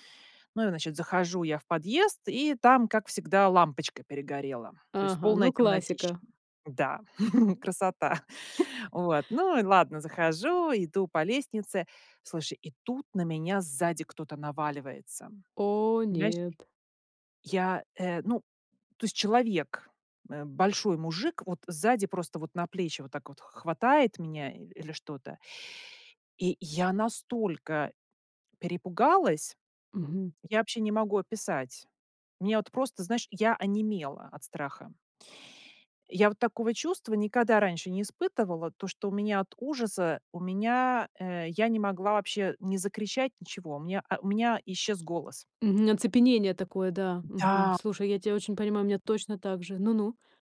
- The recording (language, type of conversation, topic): Russian, podcast, Расскажи про случай, когда пришлось перебороть страх?
- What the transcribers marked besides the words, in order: chuckle; tapping